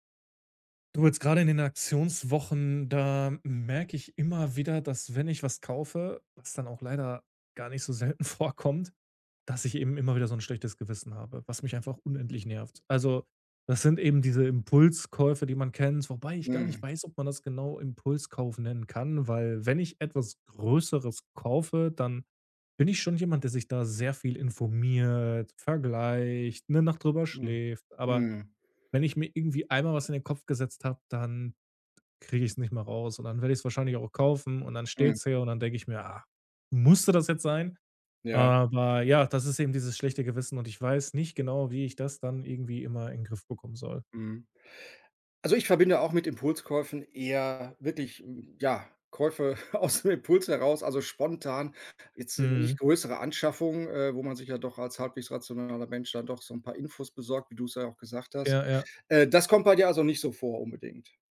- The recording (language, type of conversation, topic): German, advice, Wie gehst du mit deinem schlechten Gewissen nach impulsiven Einkäufen um?
- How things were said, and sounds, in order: laughing while speaking: "selten vorkommt"; laughing while speaking: "aus dem Impuls"